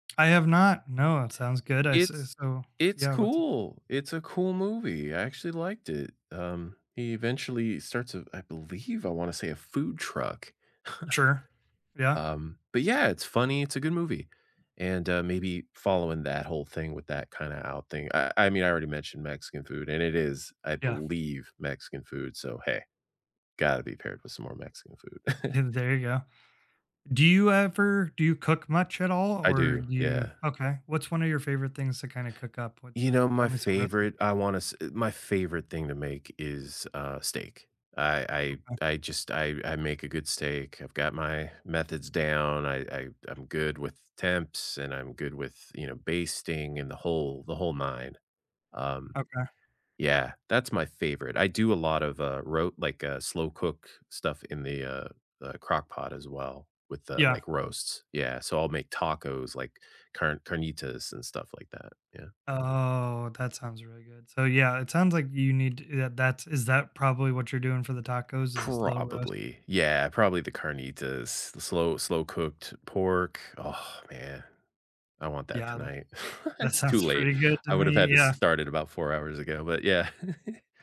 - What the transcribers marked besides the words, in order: tapping; chuckle; other background noise; chuckle; drawn out: "Oh"; other noise; alarm; laugh; laugh
- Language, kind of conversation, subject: English, unstructured, What would your ideal movie night lineup be, and what snacks would you pair with it?
- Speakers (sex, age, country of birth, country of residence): male, 35-39, United States, United States; male, 50-54, United States, United States